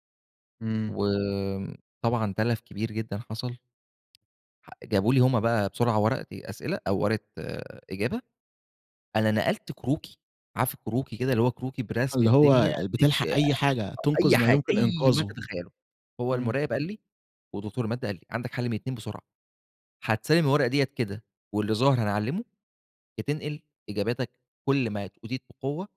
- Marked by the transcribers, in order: tapping
- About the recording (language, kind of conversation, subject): Arabic, podcast, مين أكتر شخص أثّر فيك وإزاي؟